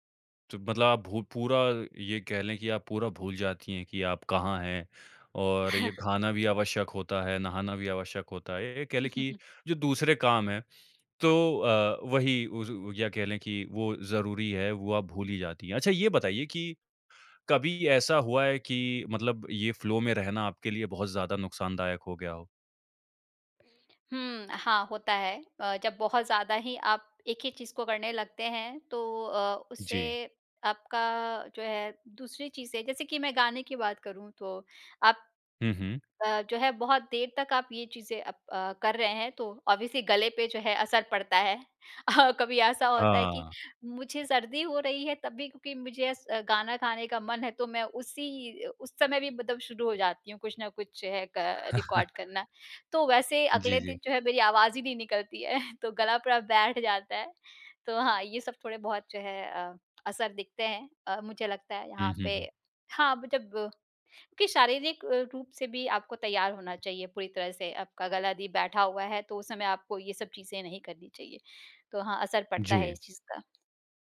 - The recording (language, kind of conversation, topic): Hindi, podcast, आप कैसे पहचानते हैं कि आप गहरे फ्लो में हैं?
- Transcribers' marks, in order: chuckle; chuckle; in English: "फ़्लो"; in English: "ऑब्वियसली"; chuckle; in English: "रिकॉर्ड"; chuckle; laughing while speaking: "तो गला पूरा बैठ जाता है"; other background noise; tapping